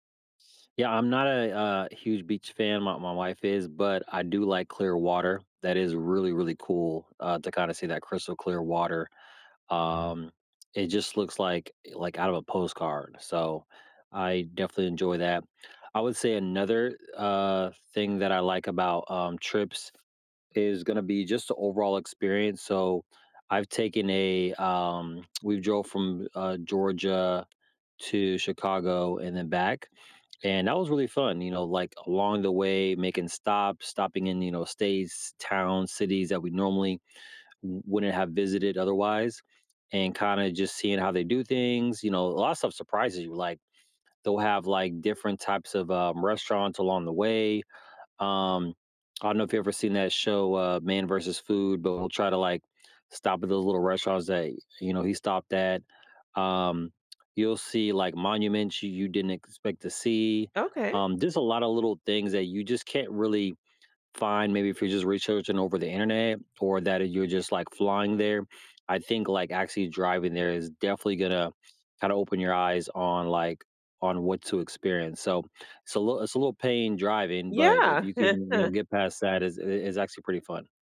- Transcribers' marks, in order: other background noise; tapping; chuckle
- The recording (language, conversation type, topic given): English, unstructured, What makes a trip unforgettable for you?